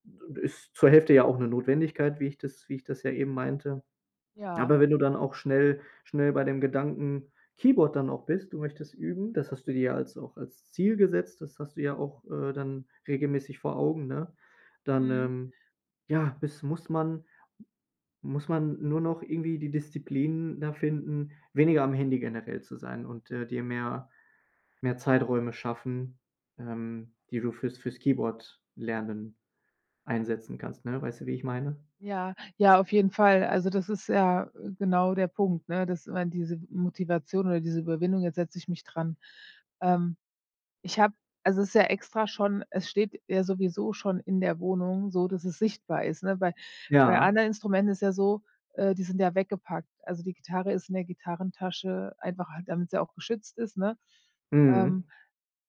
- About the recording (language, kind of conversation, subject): German, advice, Wie finde ich die Motivation, eine Fähigkeit regelmäßig zu üben?
- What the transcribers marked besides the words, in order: unintelligible speech; sigh; other background noise